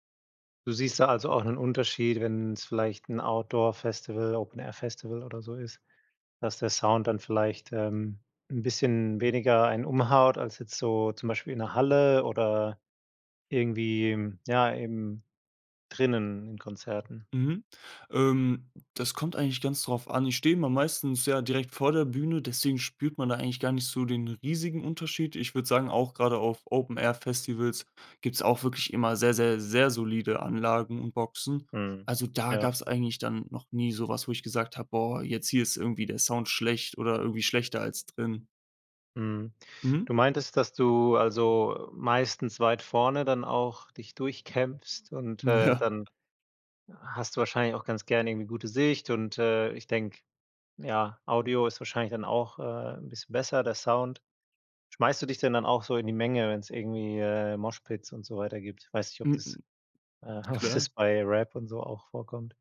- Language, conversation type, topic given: German, podcast, Was macht für dich ein großartiges Live-Konzert aus?
- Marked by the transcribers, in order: joyful: "Ja"; other background noise; in English: "Moshpits"; laughing while speaking: "ob's das"